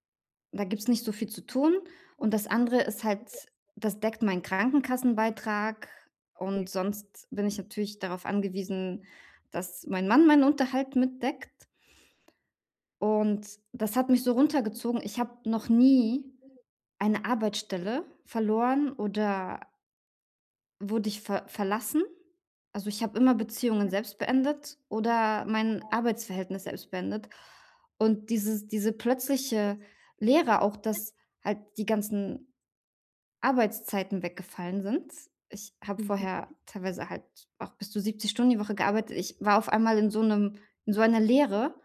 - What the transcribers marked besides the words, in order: background speech; other background noise; drawn out: "nie"
- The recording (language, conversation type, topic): German, advice, Wie kann ich nach einem Rückschlag meine Motivation und meine Routine wiederfinden?